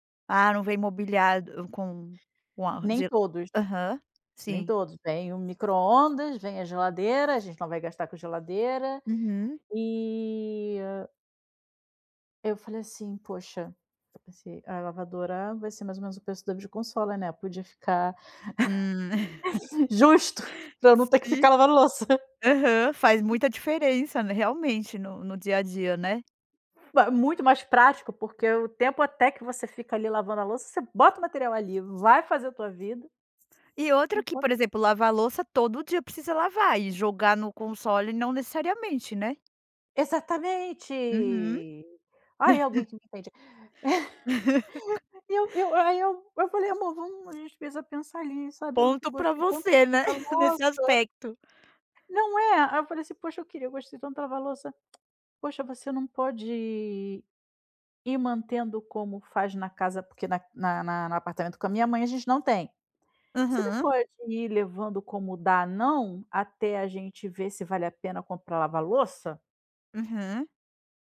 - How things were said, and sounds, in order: other background noise; drawn out: "e"; chuckle; laughing while speaking: "justo, pra eu não ter que ficar lavando louça"; tapping; drawn out: "Exatamente"; chuckle; laugh; laughing while speaking: "né, nesse aspecto"
- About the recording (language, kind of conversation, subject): Portuguese, advice, Como foi a conversa com seu parceiro sobre prioridades de gastos diferentes?